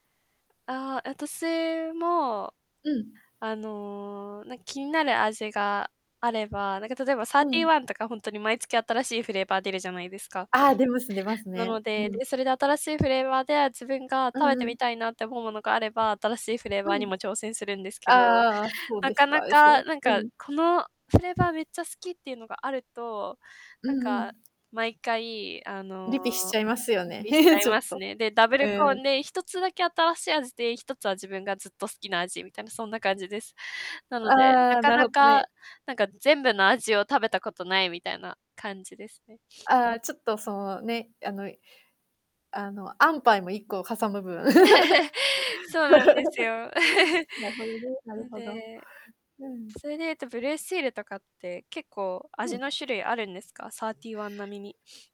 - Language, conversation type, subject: Japanese, unstructured, 食べ物にまつわる子どもの頃の思い出を教えてください。?
- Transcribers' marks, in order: distorted speech; static; other background noise; chuckle; sniff; laugh; tapping; sniff